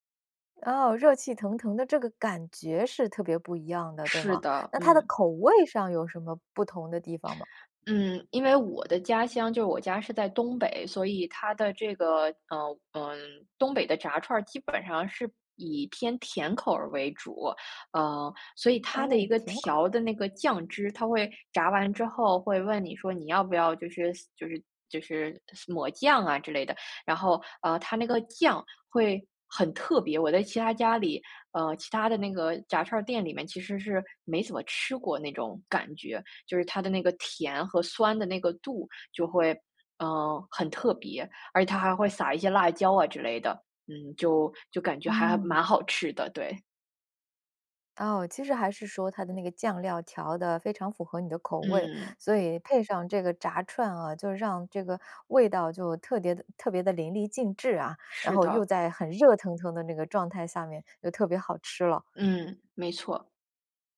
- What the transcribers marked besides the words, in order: none
- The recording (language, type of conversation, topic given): Chinese, podcast, 你最喜欢的街边小吃是哪一种？